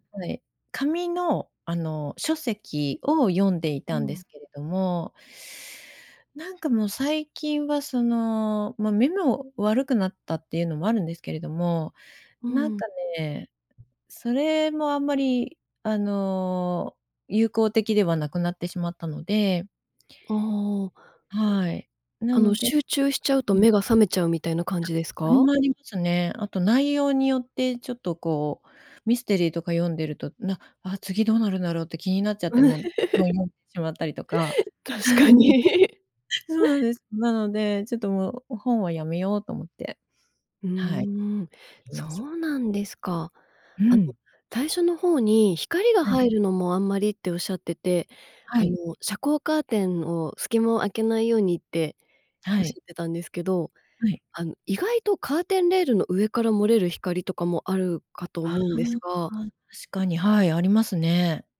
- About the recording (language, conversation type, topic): Japanese, podcast, 快適に眠るために普段どんなことをしていますか？
- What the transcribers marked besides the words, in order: laugh; other noise; joyful: "確かに"; laughing while speaking: "確かに"; laugh; other background noise; laugh